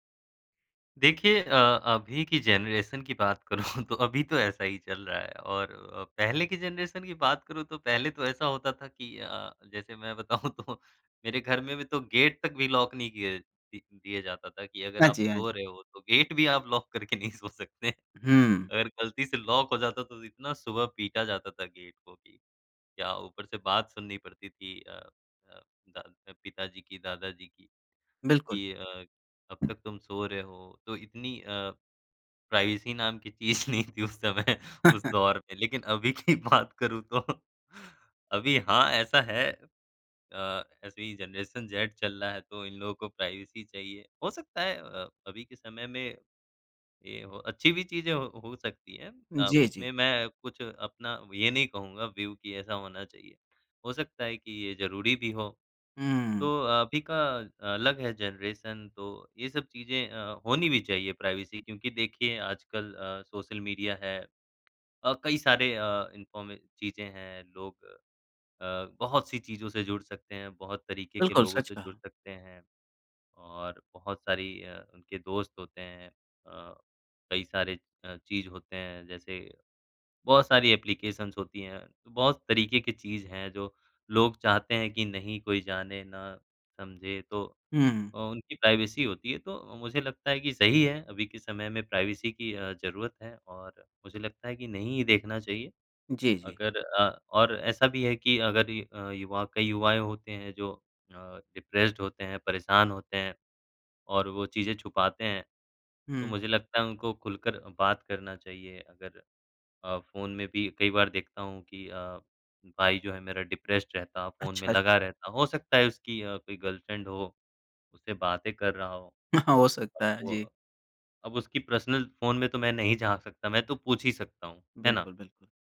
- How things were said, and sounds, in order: in English: "जनरेशन"; laughing while speaking: "करूँ"; in English: "जनरेशन"; laughing while speaking: "बताऊँ तो"; in English: "लॉक"; in English: "लॉक"; laughing while speaking: "करके नहीं सो सकते"; tapping; chuckle; in English: "लॉक"; in English: "प्राइवेसी"; laughing while speaking: "चीज़ नहीं थी उस समय"; chuckle; laughing while speaking: "की बात करूँ तो"; in English: "जनरेशन जेड"; in English: "प्राइवेसी"; in English: "व्यू"; in English: "जनरेशन"; in English: "प्राइवेसी"; in English: "इन्फॉर्म"; in English: "एप्लिकेशन्स"; in English: "प्राइवेसी"; in English: "प्राइवेसी"; in English: "डिप्रेस्ड"; in English: "डिप्रेस्ड"; in English: "गर्लफ्रेंड"; chuckle; laughing while speaking: "हाँ"; in English: "पर्सनल"
- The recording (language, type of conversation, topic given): Hindi, podcast, किसके फोन में झांकना कब गलत माना जाता है?